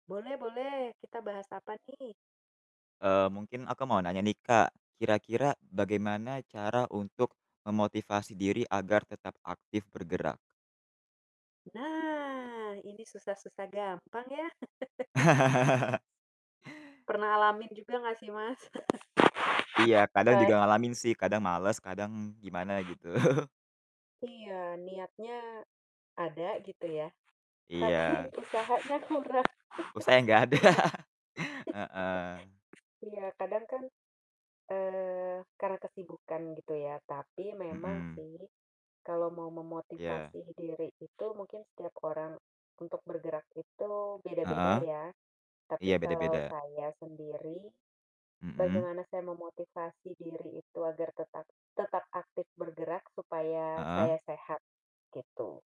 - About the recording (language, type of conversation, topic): Indonesian, unstructured, Bagaimana cara memotivasi diri agar tetap aktif bergerak?
- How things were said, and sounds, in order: distorted speech; drawn out: "Nah"; tapping; laugh; chuckle; other background noise; static; laugh; laugh; laughing while speaking: "gak ada"; laugh